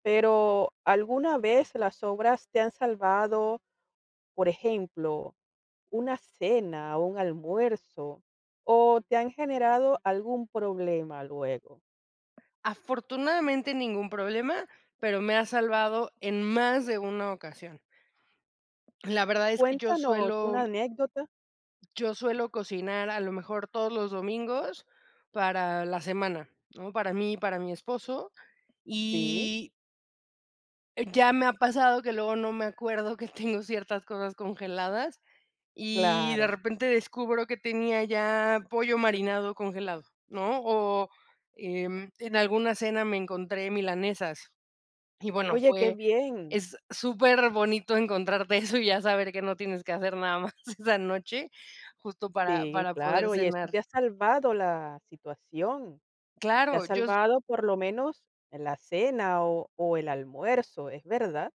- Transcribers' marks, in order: tapping; other background noise; laughing while speaking: "que"; laughing while speaking: "esa noche"; other noise
- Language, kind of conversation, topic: Spanish, podcast, ¿Cómo manejas las sobras para que no se desperdicien?
- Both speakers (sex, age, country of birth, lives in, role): female, 30-34, Mexico, Mexico, guest; female, 50-54, Venezuela, Italy, host